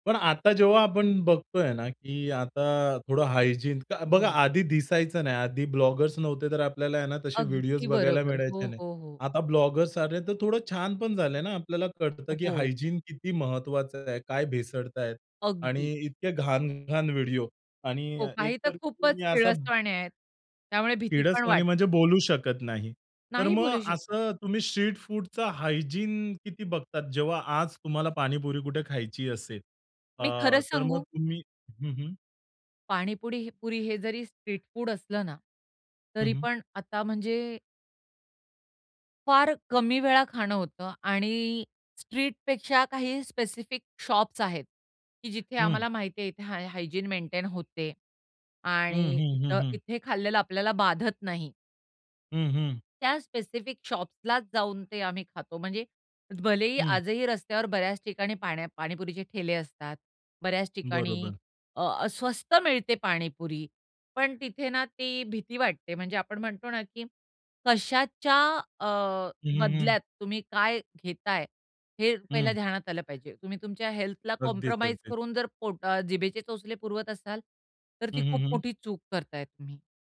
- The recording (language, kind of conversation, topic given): Marathi, podcast, तुम्हाला स्थानिक रस्त्यावरच्या खाण्यापिण्याचा सर्वात आवडलेला अनुभव कोणता आहे?
- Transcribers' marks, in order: in English: "हायजीन"; tapping; in English: "ब्लॉगर्स"; in English: "ब्लॉगर्स"; in English: "हायजीन"; other background noise; in English: "हायजीन"; in English: "शॉप्स"; in English: "हायजीन"; in English: "शॉप्सलाच"; in English: "कॉम्प्रोमाईज"